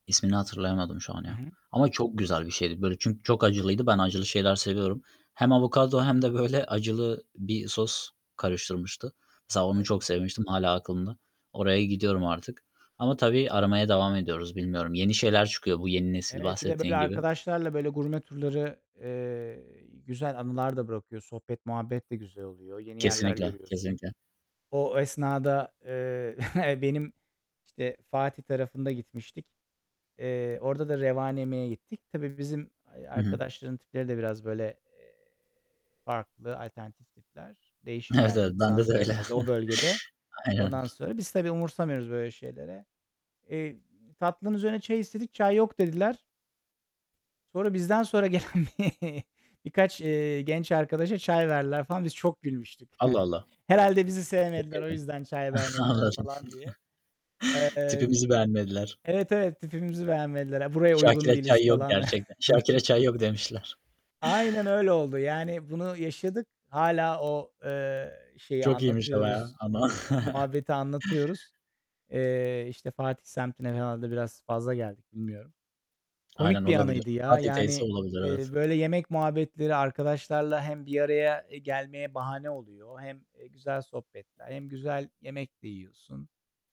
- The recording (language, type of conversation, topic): Turkish, unstructured, Unutamadığın bir yemek anın var mı?
- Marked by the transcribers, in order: static; distorted speech; laughing while speaking: "böyle"; tapping; chuckle; other noise; laughing while speaking: "Evet, evet, bende de öyle"; chuckle; unintelligible speech; laughing while speaking: "Anladım"; other background noise; laughing while speaking: "Şakir'e çay yok demişler"; chuckle; unintelligible speech; chuckle